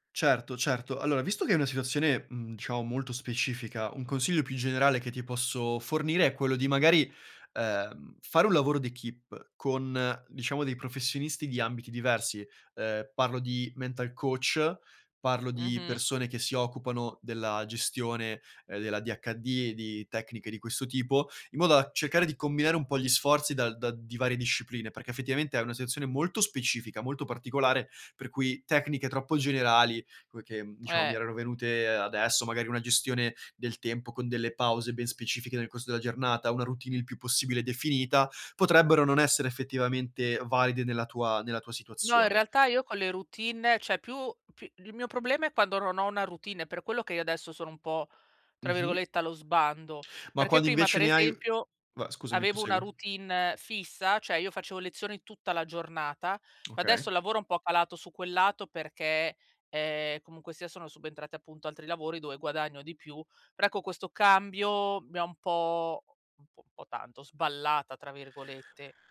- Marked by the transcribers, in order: other background noise; in English: "mental coach"; "cioè" said as "ceh"; "cioè" said as "ceh"; tongue click
- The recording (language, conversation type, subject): Italian, advice, Come posso bilanciare la mia ambizione con il benessere quotidiano senza esaurirmi?